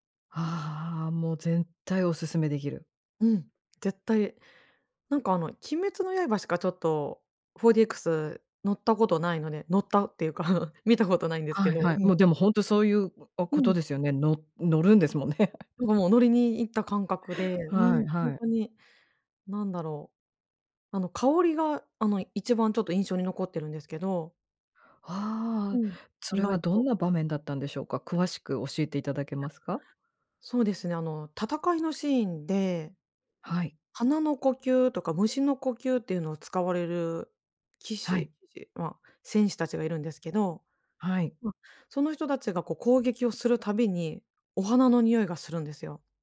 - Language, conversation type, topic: Japanese, podcast, 配信の普及で映画館での鑑賞体験はどう変わったと思いますか？
- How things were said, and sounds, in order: tapping; chuckle; other noise; chuckle